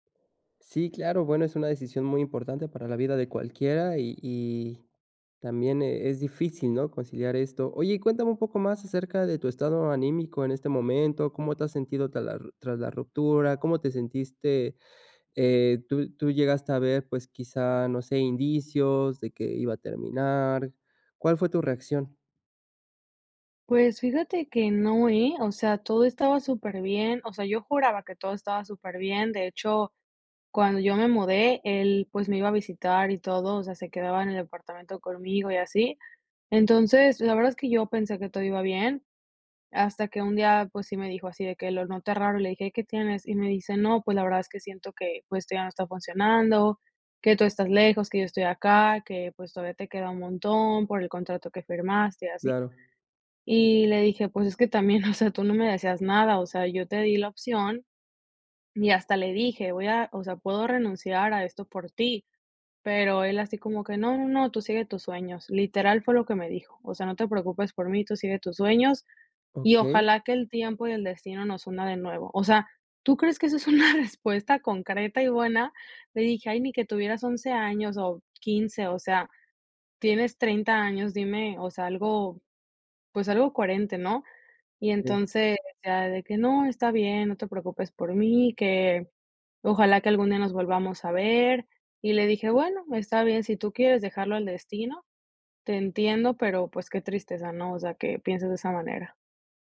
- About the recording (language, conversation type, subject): Spanish, advice, ¿Cómo puedo afrontar la ruptura de una relación larga?
- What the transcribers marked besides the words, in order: laughing while speaking: "o sea"; laughing while speaking: "una"